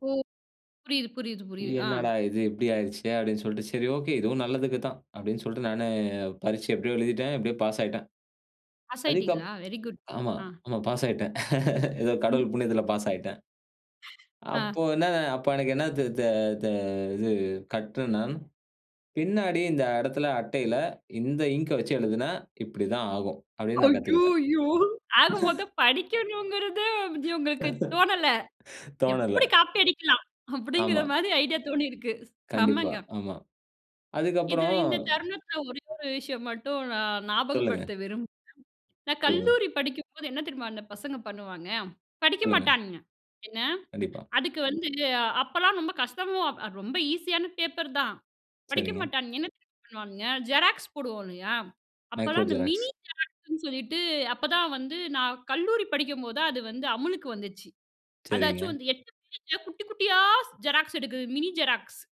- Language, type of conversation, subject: Tamil, podcast, தவறுகளை எப்படி பாடமாகக் கொண்டு முன்னேறுகிறீர்கள்?
- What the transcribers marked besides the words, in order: unintelligible speech; laugh; other background noise; in English: "இங்க்"; laughing while speaking: "அய்யோயோ! ஆகமொத்த படிக்கனுங்கிறது, உங்களுக்கு தோணல"; unintelligible speech; laugh; put-on voice: "எப்புடி காப்பி அடிக்கலாம்!"; "ரொம்ப" said as "நொம்ப"; in English: "மைக்ரோஸெராக்ஸ்"; unintelligible speech